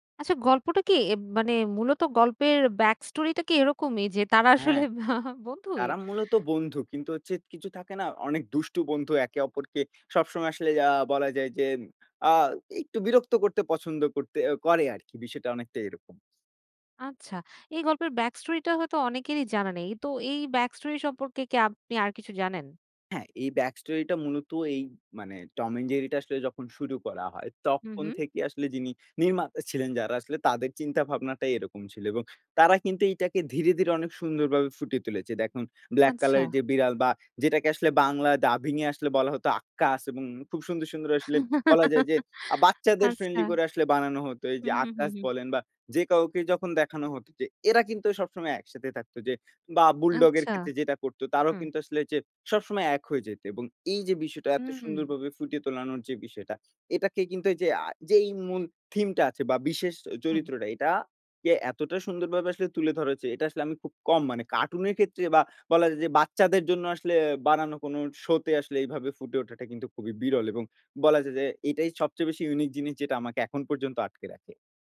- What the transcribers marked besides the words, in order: laughing while speaking: "যে তারা আসলে বন্ধুই"; "আপনি" said as "আবনি"; "দেখুন" said as "দ্যাখুন"; giggle; "আসলে" said as "আসলেব"; other background noise
- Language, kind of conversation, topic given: Bengali, podcast, ছোটবেলায় কোন টিভি অনুষ্ঠান তোমাকে ভীষণভাবে মগ্ন করে রাখত?